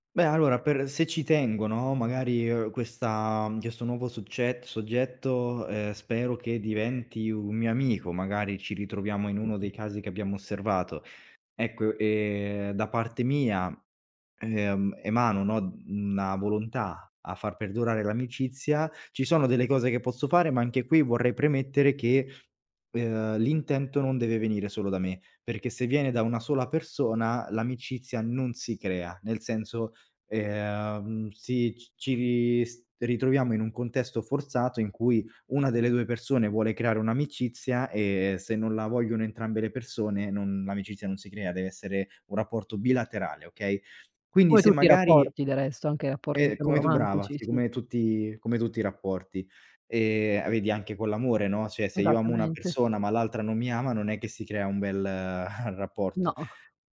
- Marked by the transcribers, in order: tapping; drawn out: "e"; chuckle
- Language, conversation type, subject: Italian, podcast, Come posso trasformare una conoscenza in un’amicizia vera, con passi concreti?